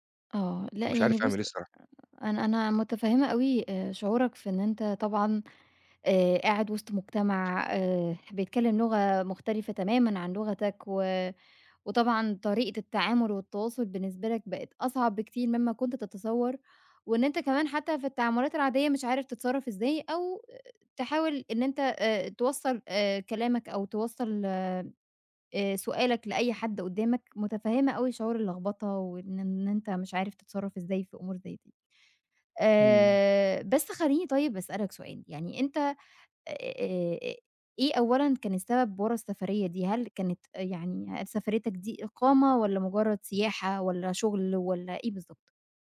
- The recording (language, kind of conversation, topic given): Arabic, advice, إزاي حاجز اللغة بيأثر على مشاويرك اليومية وبيقلل ثقتك في نفسك؟
- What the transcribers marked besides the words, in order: other background noise